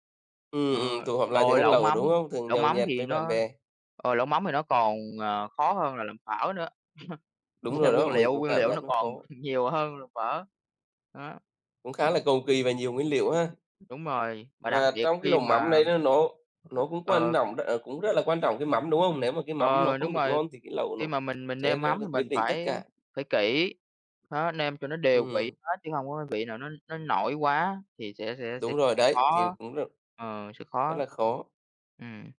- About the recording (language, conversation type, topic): Vietnamese, unstructured, Bạn yêu thích món đặc sản vùng miền nào nhất?
- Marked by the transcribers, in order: other background noise; laugh; laughing while speaking: "về"; tapping; laugh